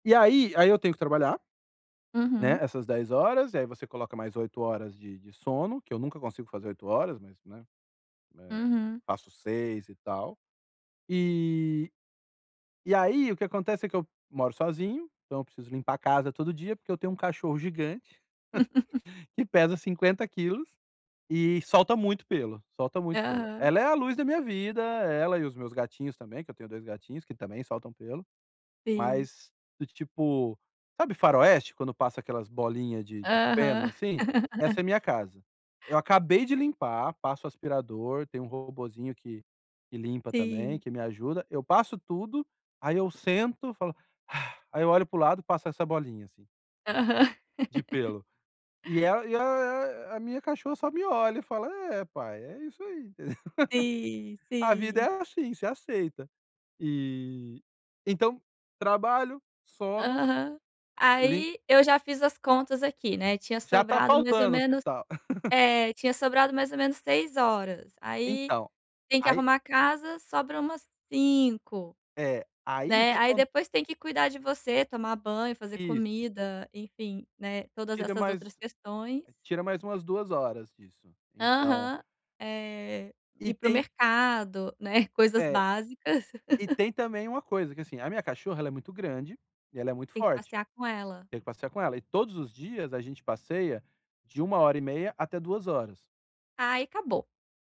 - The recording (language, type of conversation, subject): Portuguese, advice, Como posso encontrar tempo para ler e me entreter?
- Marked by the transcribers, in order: chuckle; chuckle; laugh; other noise; other background noise; chuckle; chuckle; chuckle